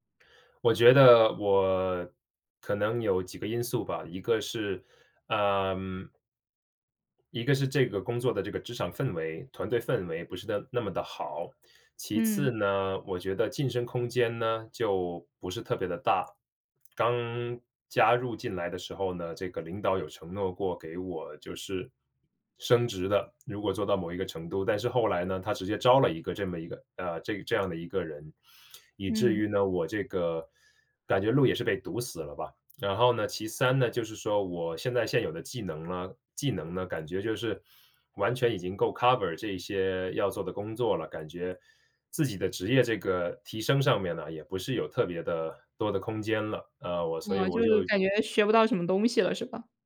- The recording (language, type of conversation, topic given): Chinese, podcast, 你有过职业倦怠的经历吗？
- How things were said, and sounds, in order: in English: "cover"